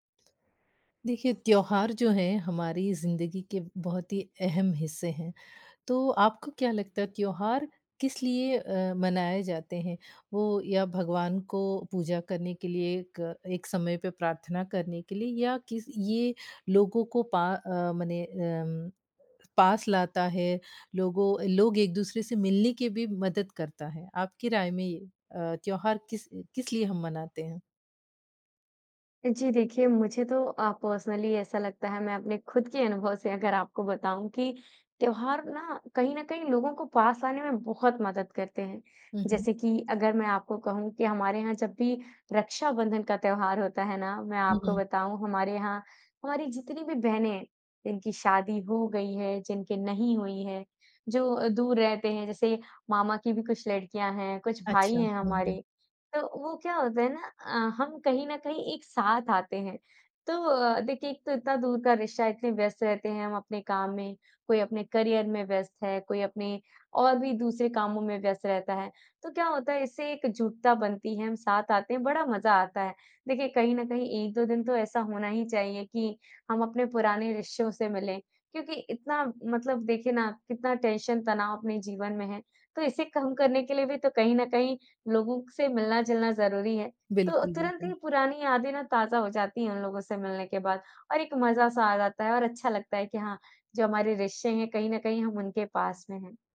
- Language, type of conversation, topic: Hindi, podcast, त्योहारों ने लोगों को करीब लाने में कैसे मदद की है?
- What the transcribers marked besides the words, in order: tapping; other background noise; in English: "पर्सनली"; in English: "करियर"; in English: "टेंशन"